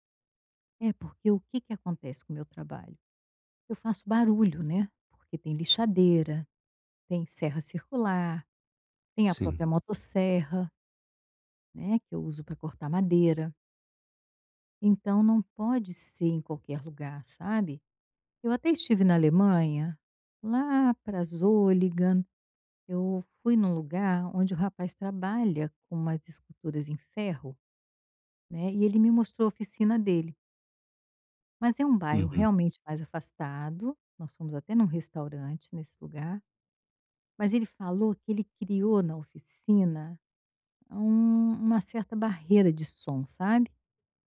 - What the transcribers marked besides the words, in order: tapping
- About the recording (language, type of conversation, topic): Portuguese, advice, Como posso criar uma proposta de valor clara e simples?